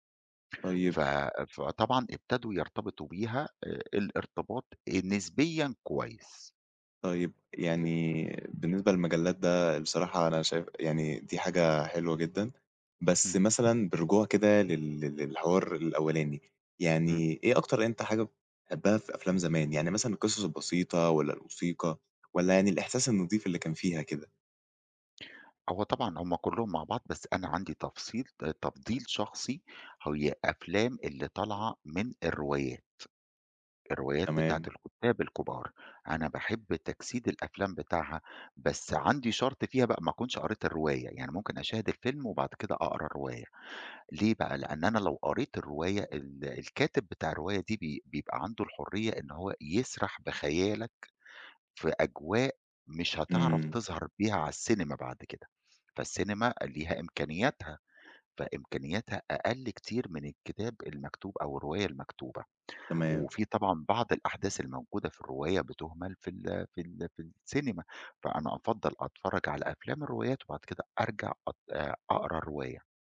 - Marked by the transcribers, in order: other background noise
- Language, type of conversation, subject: Arabic, podcast, ليه بنحب نعيد مشاهدة أفلام الطفولة؟